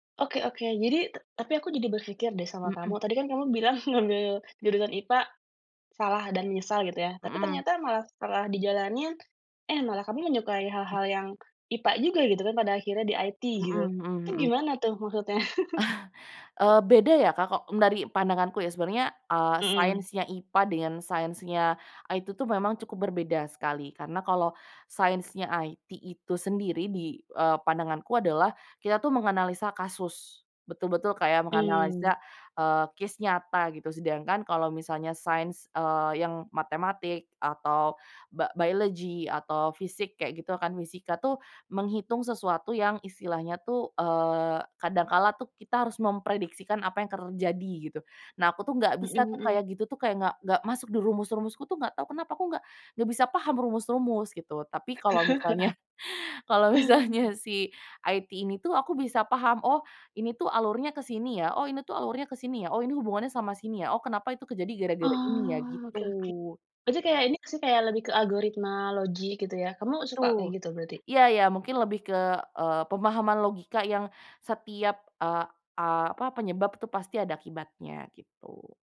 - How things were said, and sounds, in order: other background noise; laughing while speaking: "bilang"; other noise; in English: "IT"; chuckle; in English: "IT"; in English: "IT"; in English: "case"; in English: "biology"; in English: "physic"; chuckle; laughing while speaking: "misalnya"; in English: "IT"; in English: "logic"
- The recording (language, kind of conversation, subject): Indonesian, podcast, Pernah salah pilih jurusan atau kursus? Apa yang kamu lakukan setelahnya?
- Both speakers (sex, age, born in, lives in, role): female, 25-29, Indonesia, Indonesia, guest; female, 35-39, Indonesia, Indonesia, host